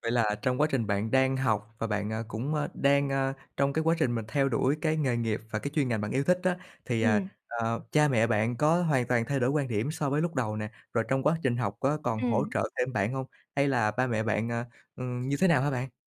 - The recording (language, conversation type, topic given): Vietnamese, podcast, Bạn xử lý áp lực từ gia đình như thế nào khi lựa chọn nghề nghiệp?
- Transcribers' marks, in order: other background noise